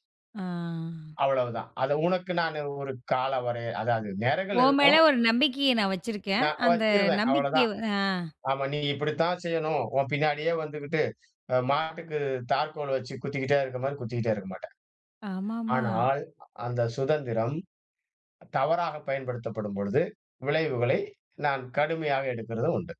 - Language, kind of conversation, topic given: Tamil, podcast, ஒரு நல்ல வழிகாட்டிக்குத் தேவையான முக்கியமான மூன்று பண்புகள் என்னென்ன?
- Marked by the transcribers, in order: drawn out: "ஆ"